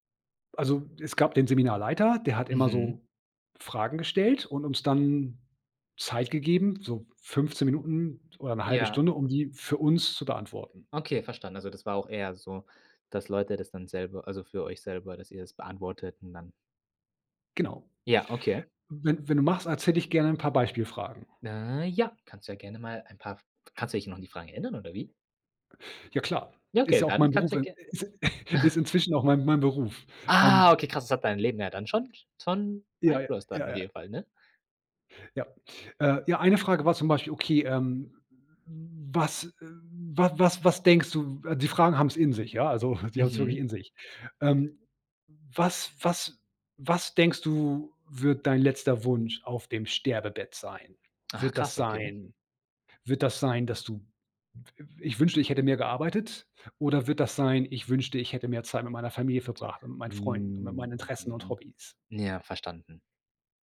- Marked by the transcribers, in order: chuckle; surprised: "Ah"; chuckle; drawn out: "Mhm"
- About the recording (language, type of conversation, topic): German, podcast, Welche Erfahrung hat deine Prioritäten zwischen Arbeit und Leben verändert?